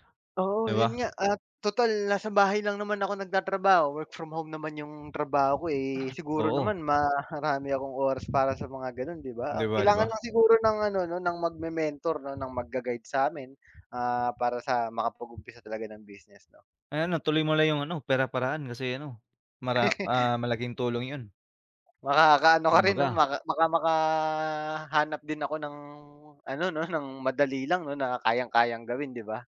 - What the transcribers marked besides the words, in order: other noise; fan; chuckle
- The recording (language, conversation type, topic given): Filipino, unstructured, Ano ang palagay mo sa pag-utang bilang solusyon sa problema?